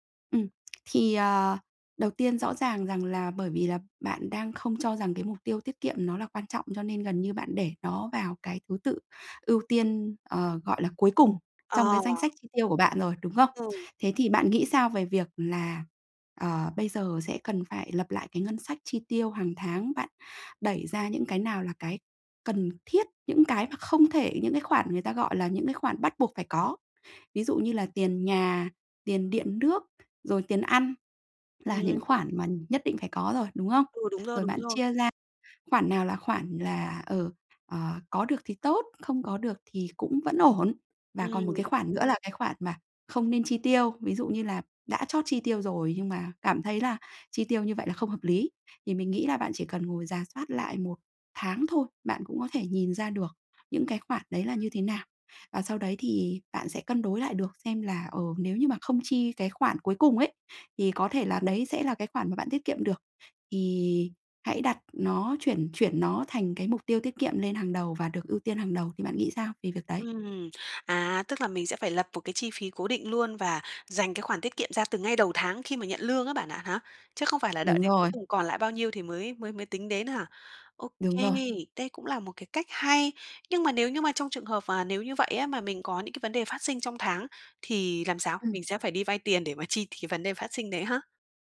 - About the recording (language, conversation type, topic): Vietnamese, advice, Làm sao để tiết kiệm đều đặn mỗi tháng?
- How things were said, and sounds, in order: tapping